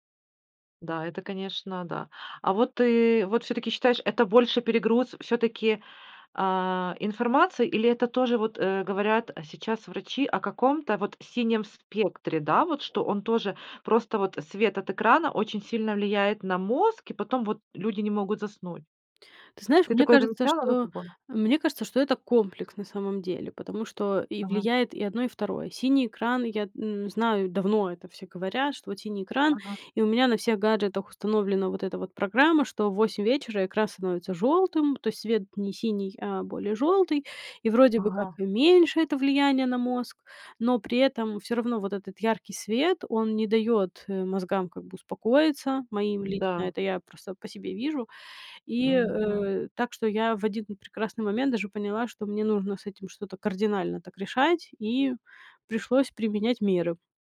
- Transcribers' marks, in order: other background noise
- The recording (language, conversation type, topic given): Russian, podcast, Что вы думаете о влиянии экранов на сон?